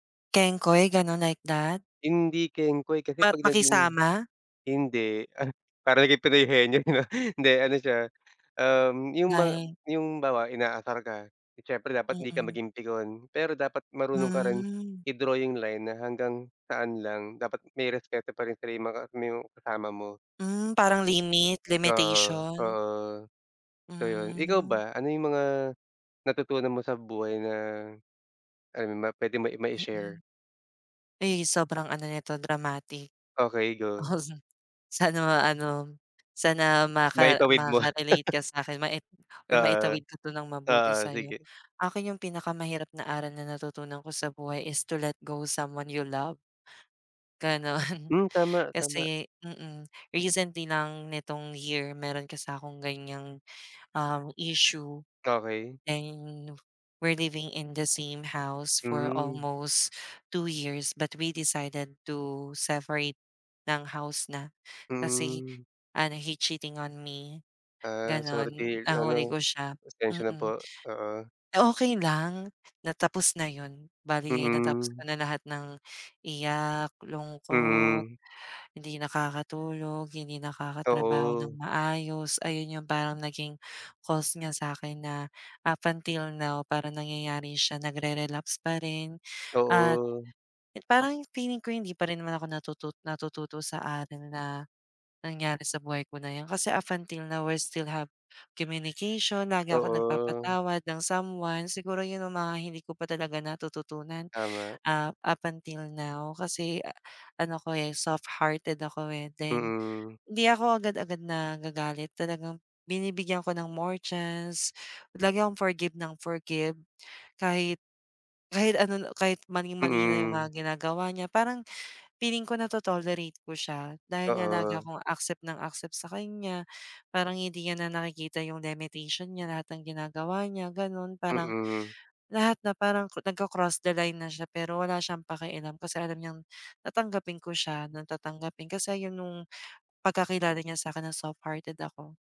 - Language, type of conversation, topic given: Filipino, unstructured, Ano ang pinakamahirap na aral na natutunan mo sa buhay?
- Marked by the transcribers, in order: laughing while speaking: "Penoy Henyo 'no"; chuckle; chuckle; in English: "is to let go someone you love"; laughing while speaking: "Ganun"; in English: "And we're living in the … decided to seferate"; "separate" said as "seferate"; in English: "up until now we still have communication"; in English: "soft-hearted"; "limitation" said as "lemetation"; in English: "the line"; in English: "soft-hearted"